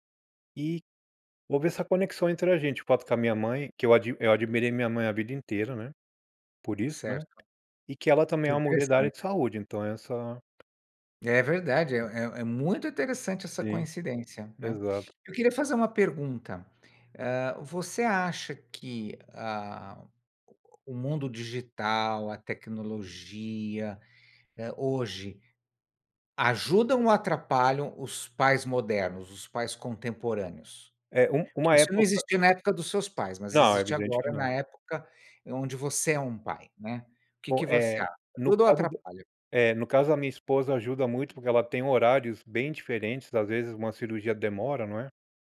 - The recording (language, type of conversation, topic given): Portuguese, podcast, Como seus pais conciliavam o trabalho com o tempo que passavam com você?
- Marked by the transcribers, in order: tapping